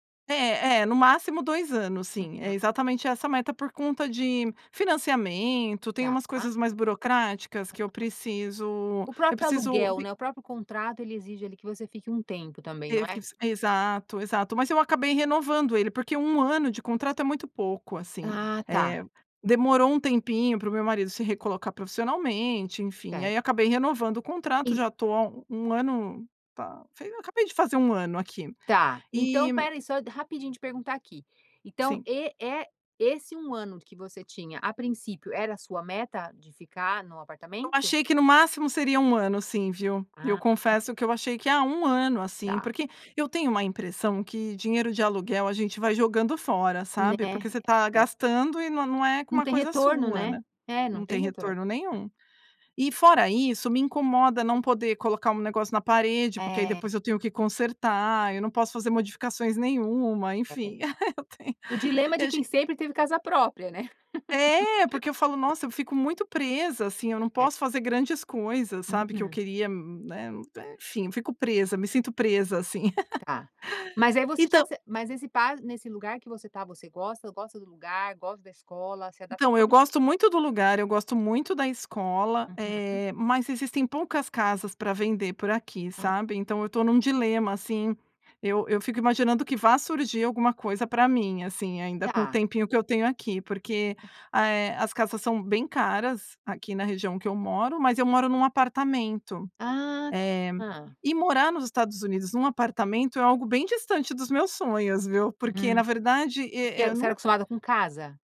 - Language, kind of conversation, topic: Portuguese, podcast, Como equilibrar o prazer imediato com metas de longo prazo?
- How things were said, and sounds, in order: unintelligible speech; other background noise; other noise; chuckle; laugh; laugh